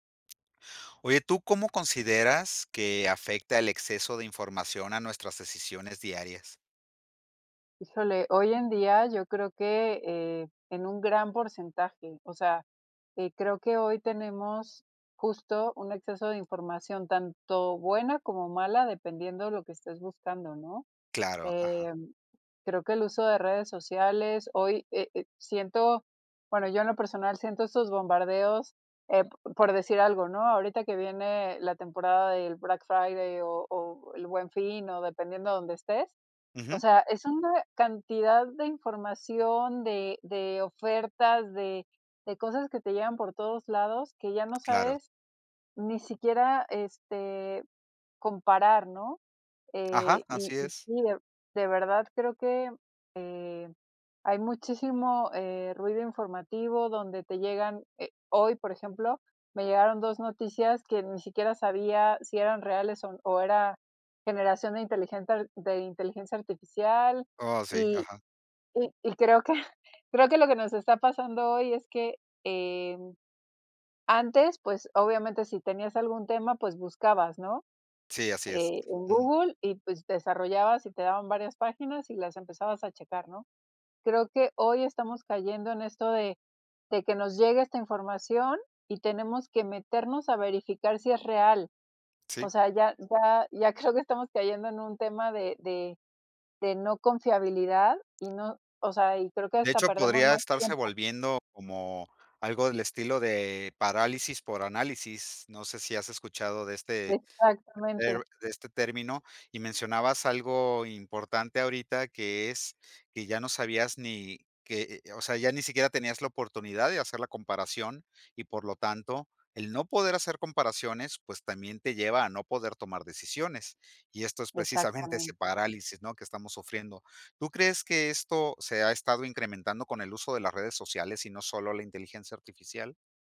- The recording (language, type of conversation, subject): Spanish, podcast, ¿Cómo afecta el exceso de información a nuestras decisiones?
- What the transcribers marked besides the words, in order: tapping; laughing while speaking: "y creo que"; laughing while speaking: "ya creo"; laughing while speaking: "ese parálisis"